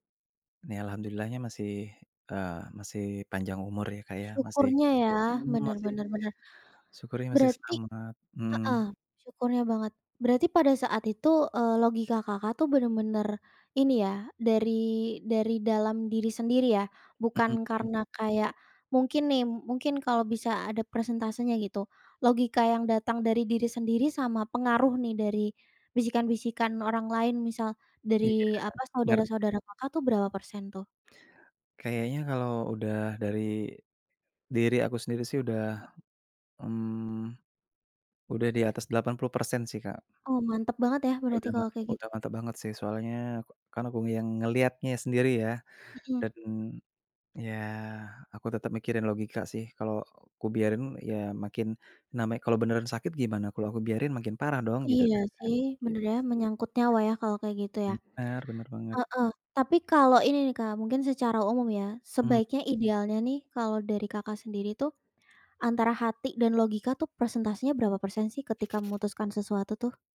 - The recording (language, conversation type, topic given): Indonesian, podcast, Gimana cara kamu menimbang antara hati dan logika?
- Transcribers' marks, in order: other background noise